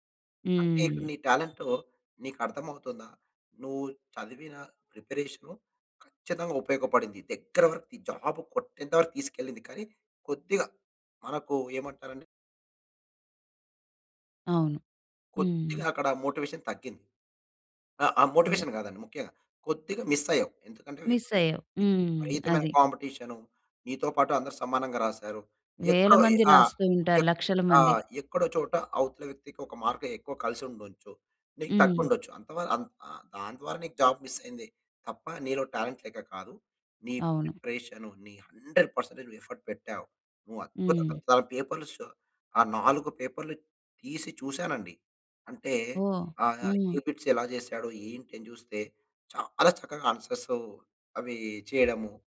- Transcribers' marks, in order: other background noise; horn; in English: "జాబ్"; in English: "మోటివేషన్"; in English: "మోటివేషన్"; in English: "మిస్"; in English: "మిస్"; in English: "మార్క్"; in English: "జాబ్ మిస్"; in English: "టాలెంట్"; in English: "హండ్రెడ్ పర్సెంటేజ్"; in English: "ఎఫర్ట్"; in English: "బిట్స్"; in English: "ఆన్సర్స్"
- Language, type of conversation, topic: Telugu, podcast, ప్రోత్సాహం తగ్గిన సభ్యుడిని మీరు ఎలా ప్రేరేపిస్తారు?